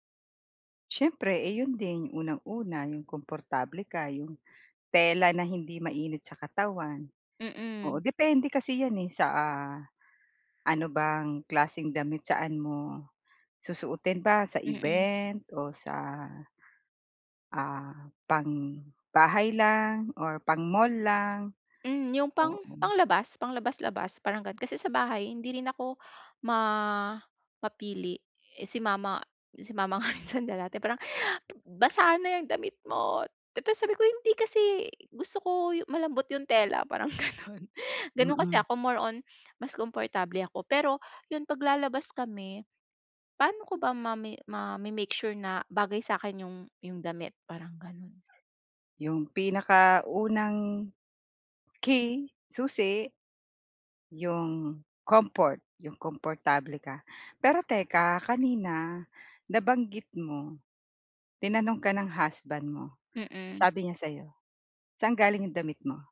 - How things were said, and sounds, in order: tapping; chuckle; chuckle; other background noise; dog barking
- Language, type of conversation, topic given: Filipino, advice, Paano ako makakahanap ng damit na bagay sa akin?